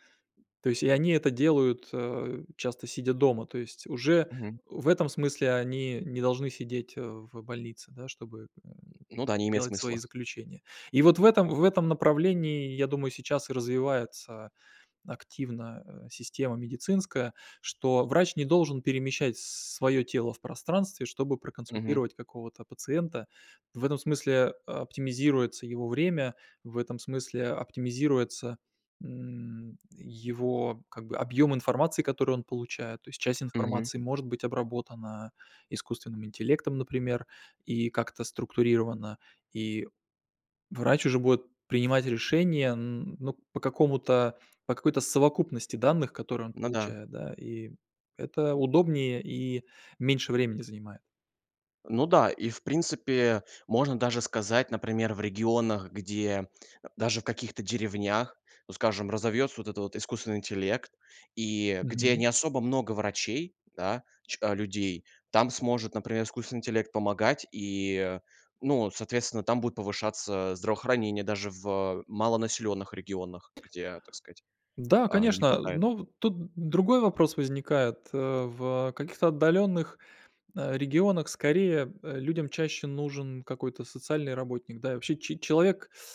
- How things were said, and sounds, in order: other background noise
- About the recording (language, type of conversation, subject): Russian, podcast, Какие изменения принесут технологии в сфере здоровья и медицины?